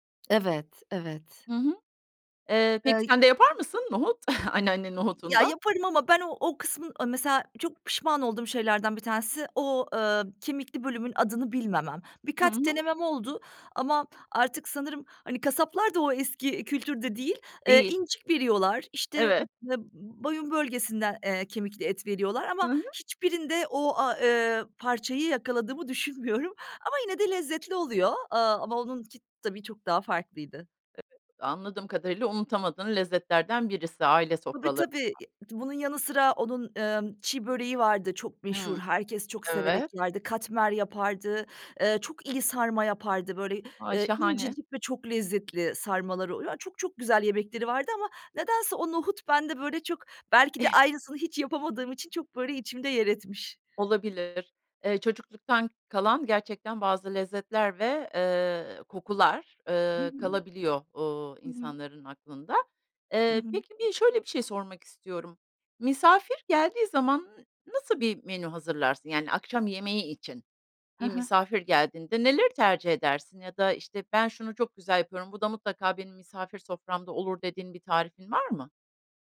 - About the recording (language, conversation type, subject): Turkish, podcast, Yemek yaparken nelere dikkat edersin ve genelde nasıl bir rutinin var?
- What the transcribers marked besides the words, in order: tapping; chuckle; unintelligible speech; "iyi" said as "ili"; chuckle